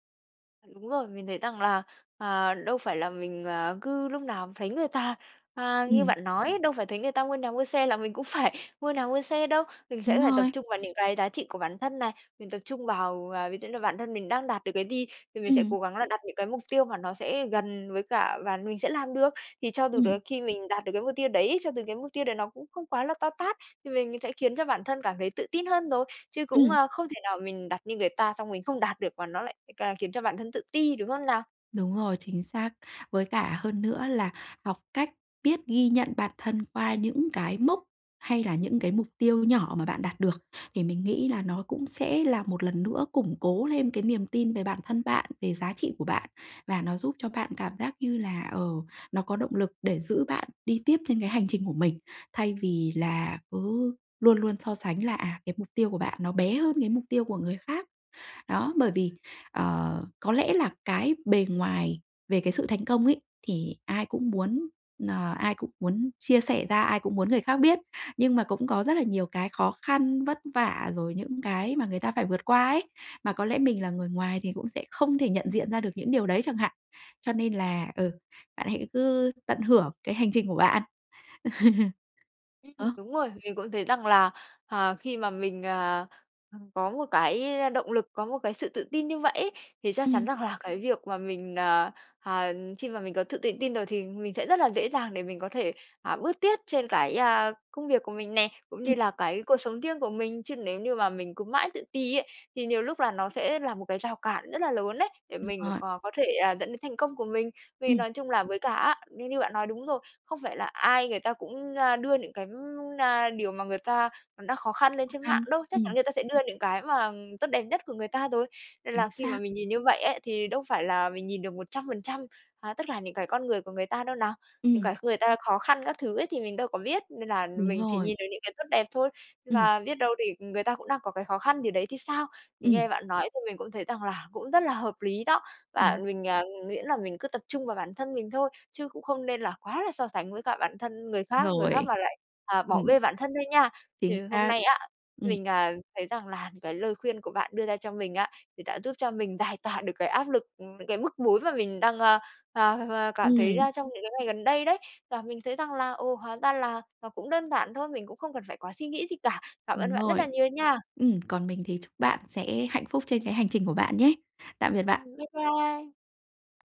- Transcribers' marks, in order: "thấy" said as "phấy"; other noise; laugh; tapping; "những" said as "nững"; "những" said as "nững"
- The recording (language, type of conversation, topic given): Vietnamese, advice, Làm sao để đối phó với ganh đua và áp lực xã hội?